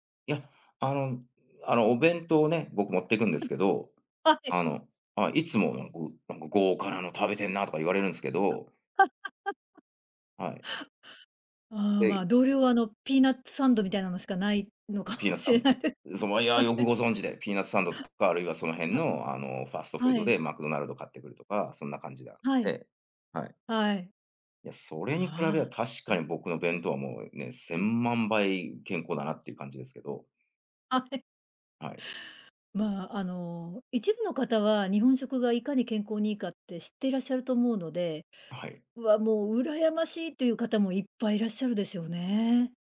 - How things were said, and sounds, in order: other noise; other background noise; laugh; "ピーナッツサンド" said as "ピーナッツサン"; laughing while speaking: "ないのかもしれないで はい"
- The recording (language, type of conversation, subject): Japanese, podcast, 食文化に関して、特に印象に残っている体験は何ですか?